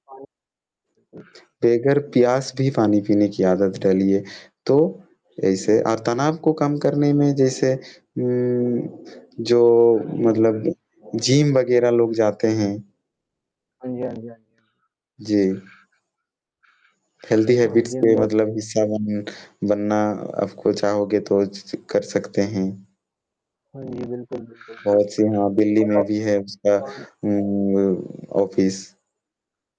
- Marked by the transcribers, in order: distorted speech; other background noise; static; in English: "हेल्दी हैबिट्स"; in English: "ऑफिस"
- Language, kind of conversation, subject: Hindi, unstructured, आप अपनी सेहत का ख्याल कैसे रखते हैं?